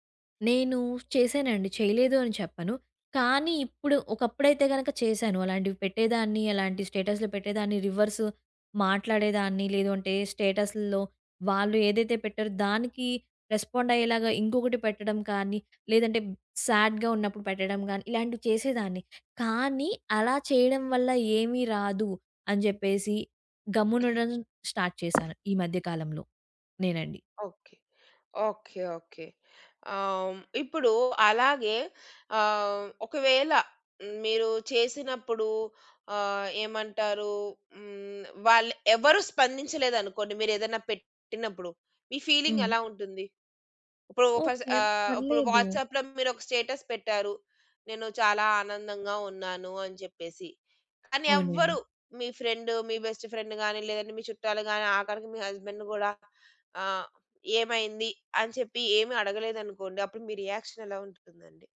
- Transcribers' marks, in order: in English: "రివర్స్"; in English: "రెస్పాండ్"; in English: "సాడ్‌గా"; cough; other background noise; in English: "స్టార్ట్"; in English: "ఫీలింగ్"; in English: "ఫస్ట్"; in English: "వాట్సాప్‌లో"; in English: "స్టేటస్"; in English: "ఫ్రెండ్"; in English: "బెస్ట్ ఫ్రెండ్"; in English: "హస్బెండ్"; in English: "రియాక్షన్"
- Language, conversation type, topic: Telugu, podcast, ఆన్‌లైన్‌లో పంచుకోవడం మీకు ఎలా అనిపిస్తుంది?